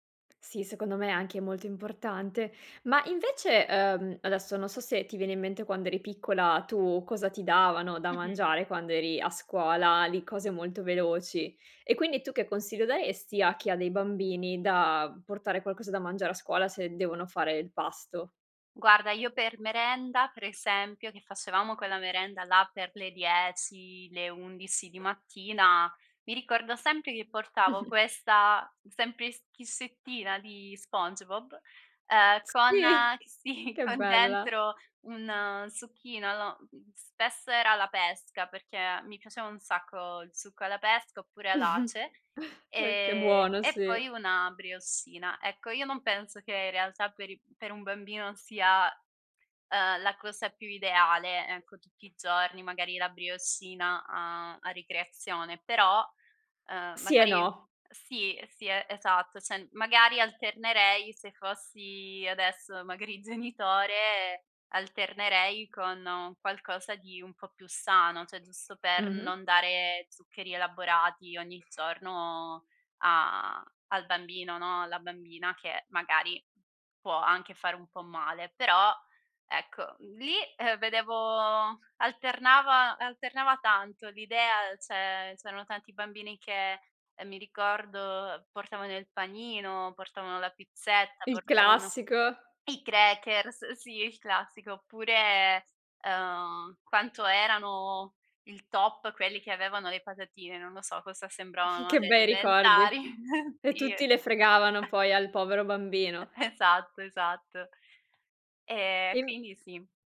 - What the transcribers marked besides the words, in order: "per" said as "pre"; tapping; laughing while speaking: "sì"; chuckle; laughing while speaking: "genitore"; "cioè" said as "ceh"; chuckle; laughing while speaking: "elementari sì"; chuckle; laughing while speaking: "Esatto, esatto"
- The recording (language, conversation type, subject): Italian, podcast, Come scegli cosa mangiare quando sei di fretta?